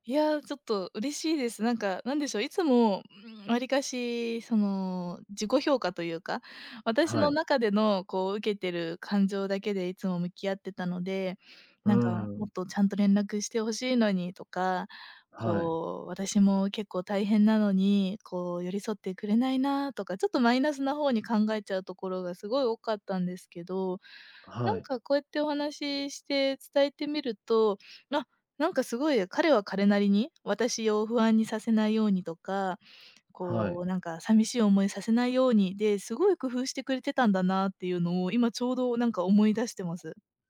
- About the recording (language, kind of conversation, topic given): Japanese, advice, 長距離恋愛で不安や孤独を感じるとき、どうすれば気持ちが楽になりますか？
- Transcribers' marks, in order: none